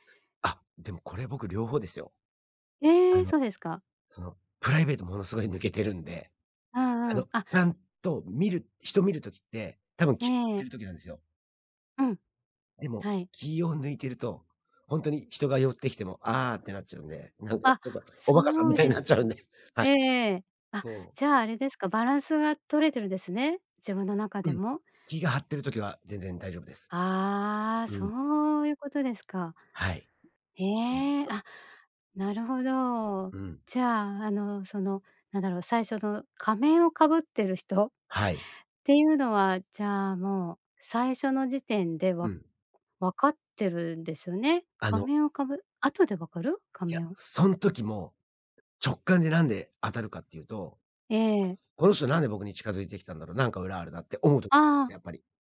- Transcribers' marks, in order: other background noise; unintelligible speech; other noise
- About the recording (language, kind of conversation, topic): Japanese, podcast, 直感と理屈、普段どっちを優先する？